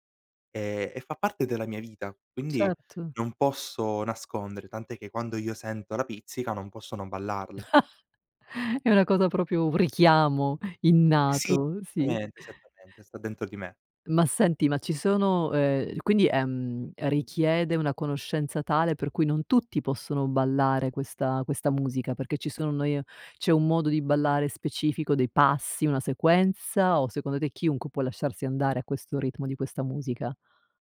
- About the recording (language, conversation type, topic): Italian, podcast, Quali tradizioni musicali della tua regione ti hanno segnato?
- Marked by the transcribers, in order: chuckle; "esattamente" said as "tamente"